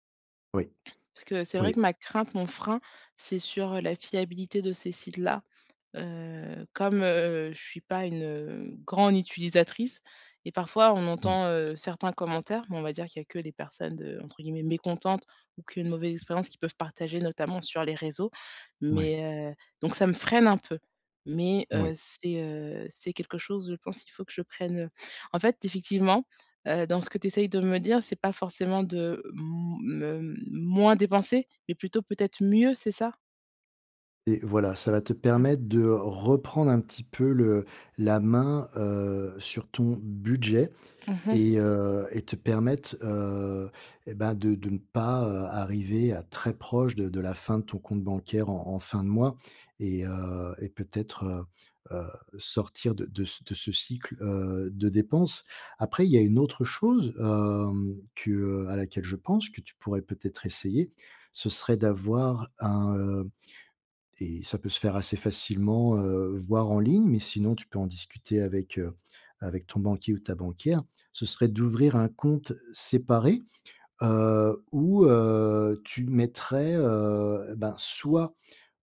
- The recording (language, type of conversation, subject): French, advice, Comment faire des achats intelligents avec un budget limité ?
- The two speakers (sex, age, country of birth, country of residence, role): female, 35-39, France, France, user; male, 50-54, France, France, advisor
- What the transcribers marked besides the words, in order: other background noise; stressed: "freine"; stressed: "moins"